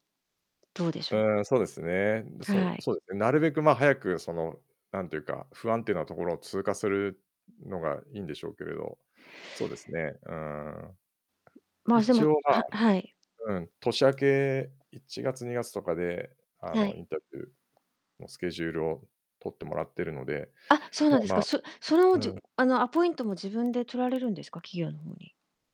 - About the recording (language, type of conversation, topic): Japanese, advice, 仕事で昇進や成果を期待されるプレッシャーをどのように感じていますか？
- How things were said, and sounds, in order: tapping; other background noise; distorted speech